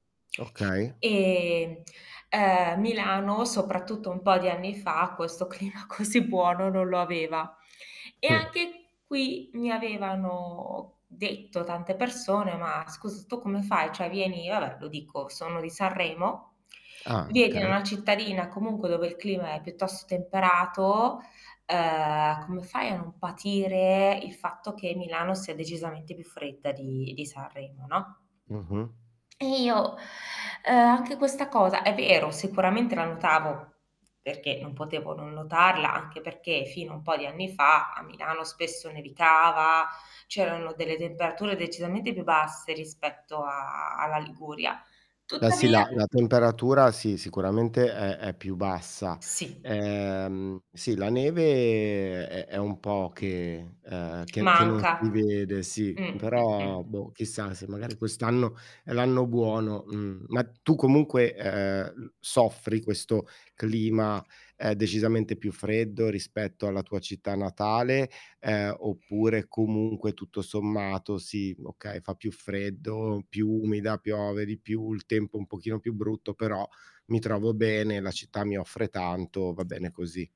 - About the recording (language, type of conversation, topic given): Italian, podcast, Secondo te, come influiscono le stagioni sul tuo umore?
- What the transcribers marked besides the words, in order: drawn out: "E"; laughing while speaking: "clima così buono"; static; drawn out: "avevano"; "scusa" said as "cscus"; distorted speech; drawn out: "ehm"; "temperature" said as "debberature"; drawn out: "a"; drawn out: "Ehm"; tapping; door; other background noise; stressed: "clima"